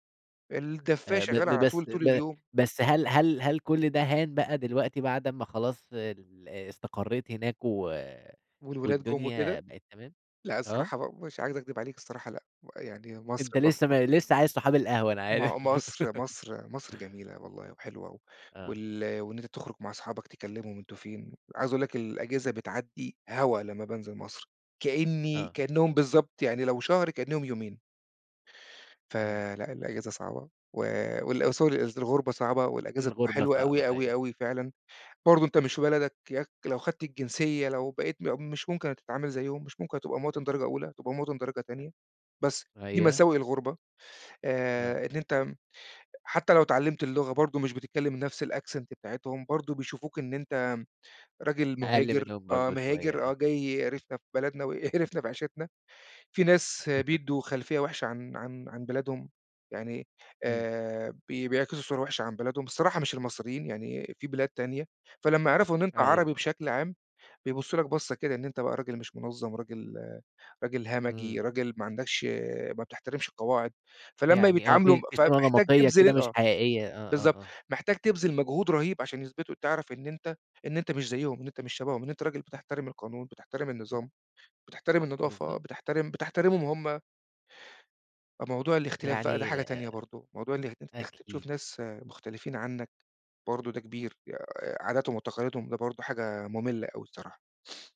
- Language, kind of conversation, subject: Arabic, podcast, ازاي ظبطت ميزانيتك في فترة انتقالك؟
- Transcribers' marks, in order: laugh; in English: "الAccent"; laughing while speaking: "ويقرفنا"; laugh; unintelligible speech